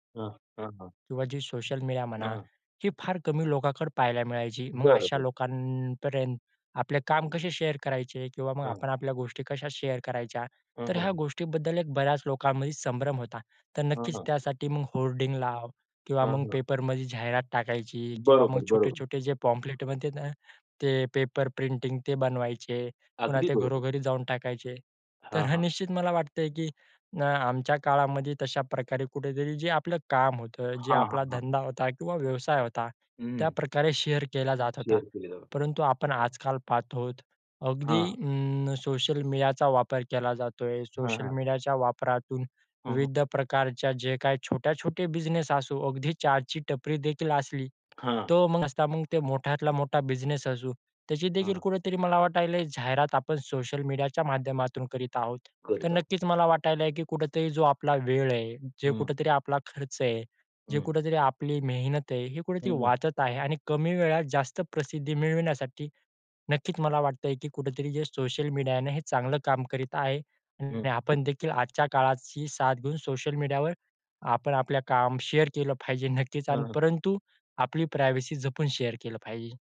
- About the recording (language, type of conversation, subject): Marathi, podcast, सोशल मीडियावर आपले काम शेअर केल्याचे फायदे आणि धोके काय आहेत?
- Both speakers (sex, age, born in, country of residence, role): male, 20-24, India, India, guest; male, 50-54, India, India, host
- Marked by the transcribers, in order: other noise; in English: "शेअर"; in English: "शेअर"; in English: "होर्डिंग"; in English: "पॉम्पलेट"; "पॅम्पलेट्स" said as "पॉम्पलेट"; in English: "पेपर प्रिंटिंग"; in English: "शेअर"; in English: "शेअर"; tapping; "वाटत आहे" said as "वाटायलय"; unintelligible speech; "वाटत आहे" said as "वाटायलय"; in English: "शेअर"; in English: "प्रायव्हसी"; in English: "शेअर"